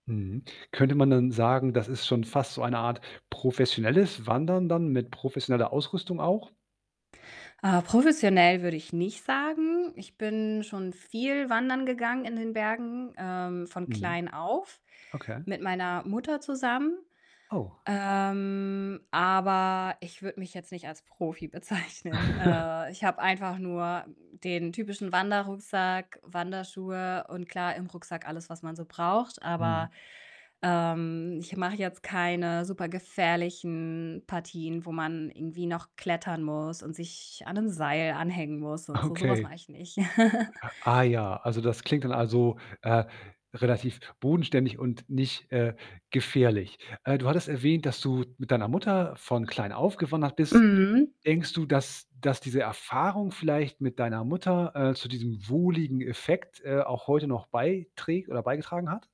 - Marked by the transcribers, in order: static; other background noise; drawn out: "Ähm"; surprised: "Oh"; laughing while speaking: "bezeichnen"; chuckle; laughing while speaking: "Okay"; chuckle; tapping
- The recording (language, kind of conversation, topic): German, podcast, Was gefällt dir am Wandern oder Spazierengehen am besten?
- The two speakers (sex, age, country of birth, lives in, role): female, 30-34, Germany, Germany, guest; male, 40-44, Germany, Germany, host